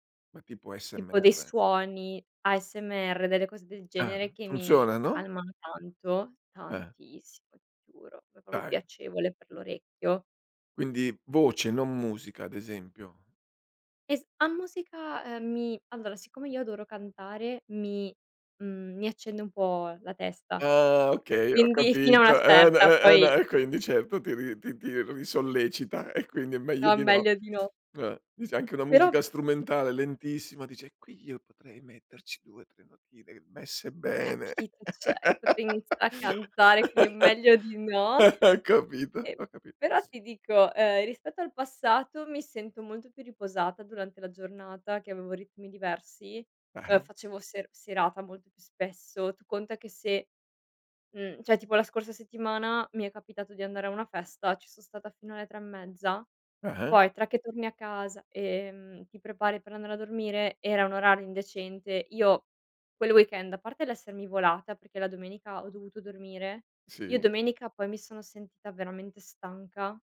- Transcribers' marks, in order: "proprio" said as "propio"; drawn out: "Ah"; other background noise; tapping; "cioè" said as "ceh"; laugh; laughing while speaking: "Ho capito"; "cioè" said as "ceh"
- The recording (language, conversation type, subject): Italian, podcast, Che ruolo ha il sonno nel tuo equilibrio mentale?